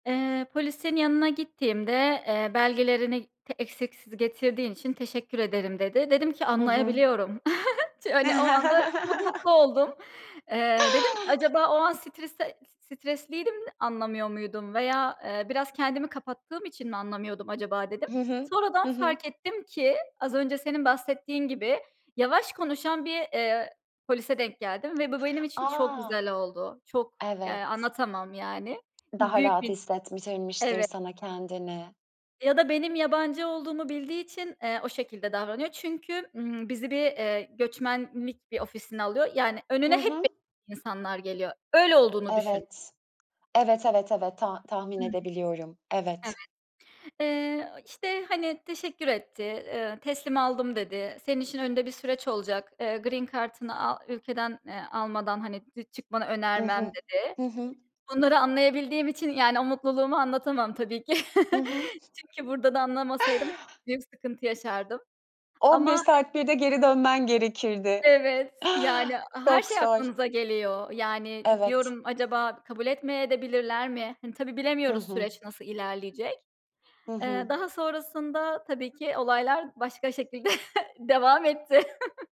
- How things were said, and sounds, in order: chuckle; tapping; other background noise; unintelligible speech; in English: "green"; chuckle; chuckle
- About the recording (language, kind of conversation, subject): Turkish, podcast, En unutamadığın seyahat hangisiydi, anlatır mısın?